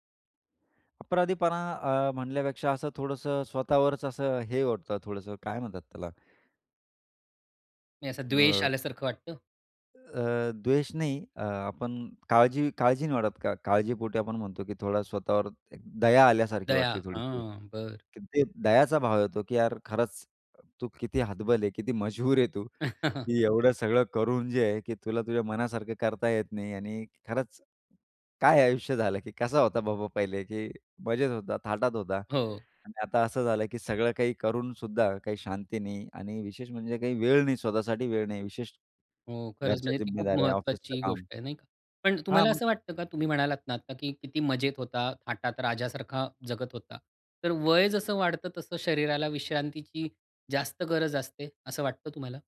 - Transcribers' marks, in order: other noise; tapping; chuckle; other background noise
- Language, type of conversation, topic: Marathi, podcast, आपल्या शरीराला विश्रांती कधी हवी हे कसे समजायचे?